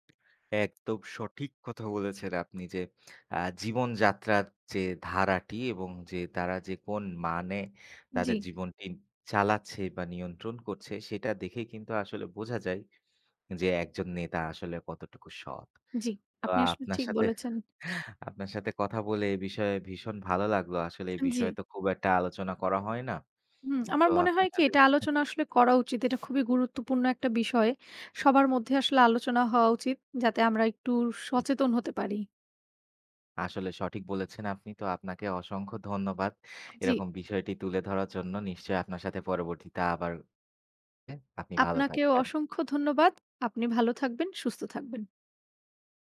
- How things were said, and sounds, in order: unintelligible speech
- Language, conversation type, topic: Bengali, unstructured, রাজনীতিতে সৎ নেতৃত্বের গুরুত্ব কেমন?